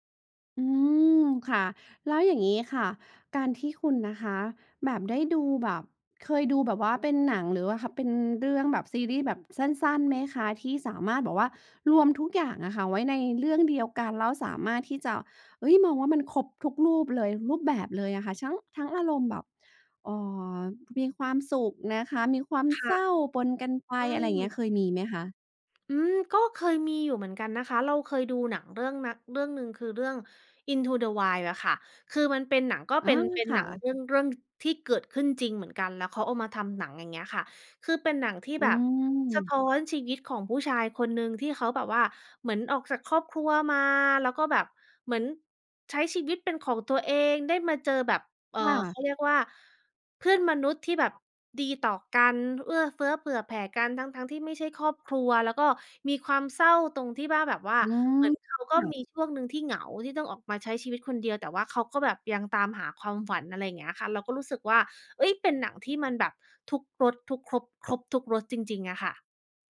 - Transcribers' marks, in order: none
- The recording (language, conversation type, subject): Thai, podcast, อะไรที่ทำให้หนังเรื่องหนึ่งโดนใจคุณได้ขนาดนั้น?